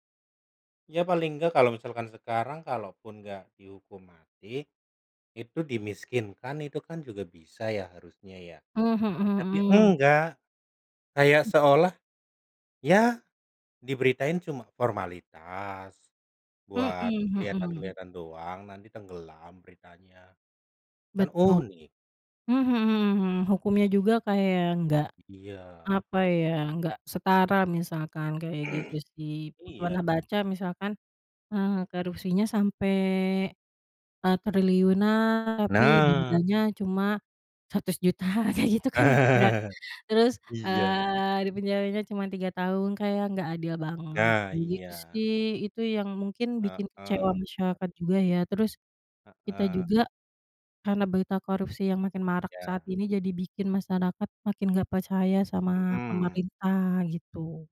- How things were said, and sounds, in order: laughing while speaking: "seratus juta aja gitu kan, enggak"; chuckle; chuckle
- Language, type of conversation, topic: Indonesian, unstructured, Bagaimana pendapatmu tentang korupsi dalam pemerintahan saat ini?